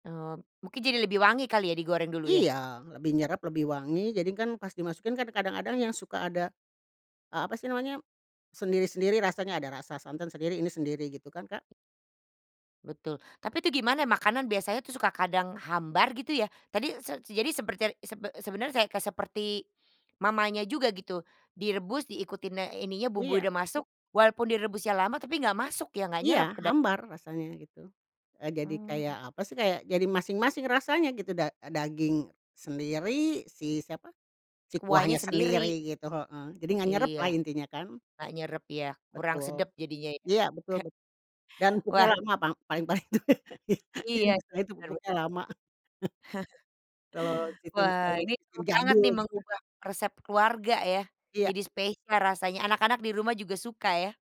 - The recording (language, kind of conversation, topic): Indonesian, podcast, Pernahkah kamu mengubah resep keluarga? Apa alasannya dan bagaimana rasanya?
- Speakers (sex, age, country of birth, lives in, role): female, 50-54, Indonesia, Netherlands, host; female, 60-64, Indonesia, Indonesia, guest
- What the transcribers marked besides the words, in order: tapping; "empuknya" said as "puknya"; laughing while speaking: "Ke"; laughing while speaking: "paling-paling itu iya, ih"; chuckle; laugh; chuckle